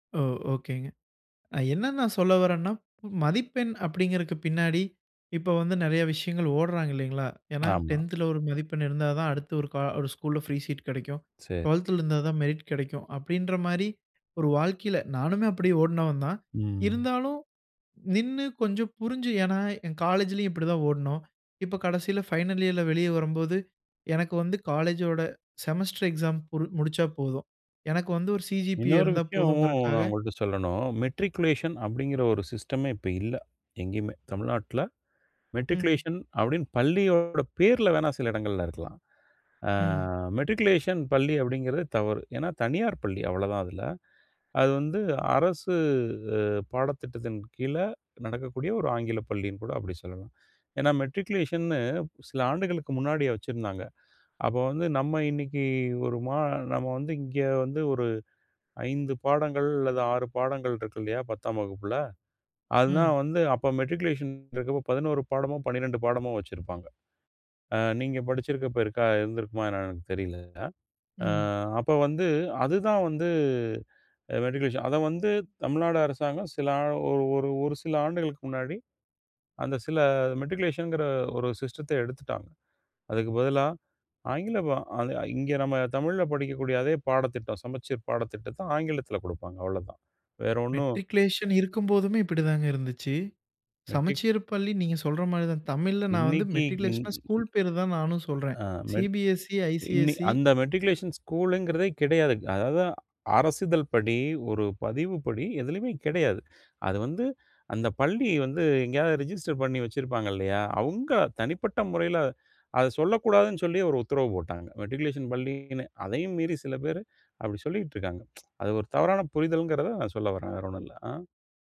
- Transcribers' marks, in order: in English: "டென்த்ல"; in English: "டுவெல்த்ல"; drawn out: "ம்"; in English: "ஃபைனல்"; in English: "சி.ஜி.பி.ஏ"; other background noise; "அதுதான்" said as "அதுனா"; tapping; in English: "சி.பி.எஸ்.இ, ஐ.சி.எஸ்.இ"; in English: "ரிஜிஸ்டர்"; tsk
- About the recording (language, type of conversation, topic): Tamil, podcast, மதிப்பெண் மற்றும் புரிதல் ஆகியவற்றில் உங்களுக்கு எது முக்கியமாகத் தெரிகிறது?